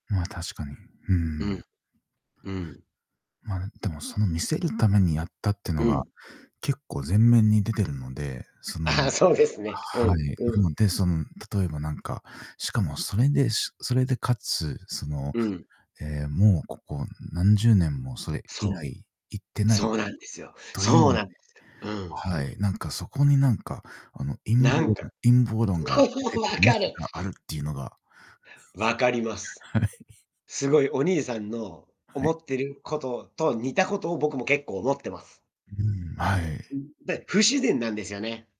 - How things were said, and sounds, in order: distorted speech; laughing while speaking: "ああ、 そうですね"; laughing while speaking: "そう、分かる"; laughing while speaking: "はい"
- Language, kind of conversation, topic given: Japanese, unstructured, なぜ人類は月に行くことができたのだと思いますか？